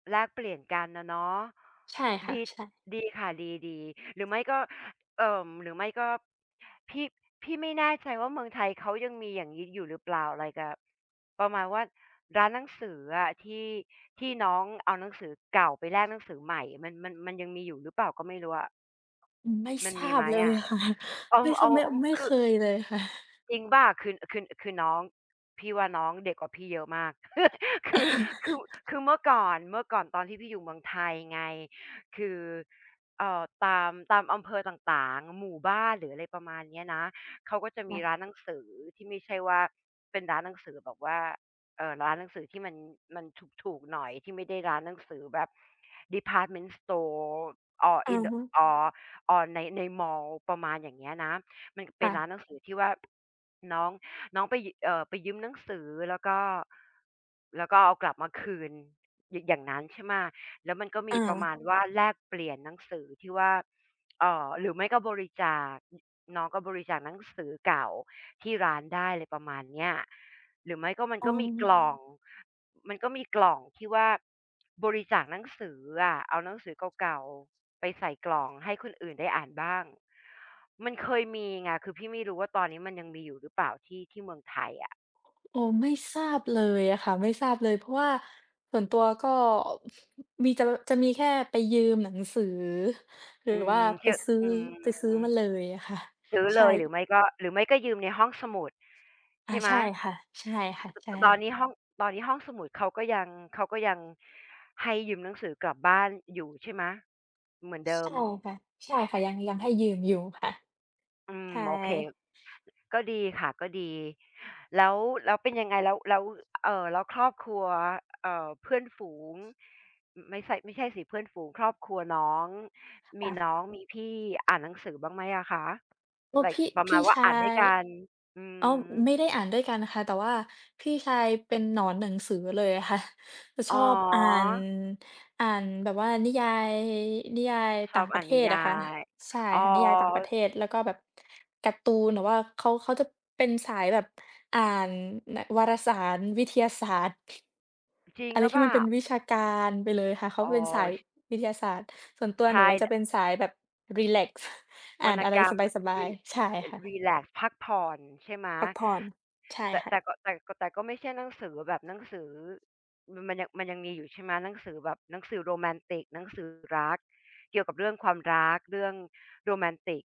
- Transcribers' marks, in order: tapping; other background noise; laughing while speaking: "ค่ะ"; chuckle; laughing while speaking: "คือ"; chuckle; in English: "ดีพาร์ตเมนต์สตอร์ or in the or or"; in English: "ไลก์"; chuckle
- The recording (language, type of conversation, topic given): Thai, unstructured, คุณจะเปรียบเทียบหนังสือที่คุณชื่นชอบอย่างไร?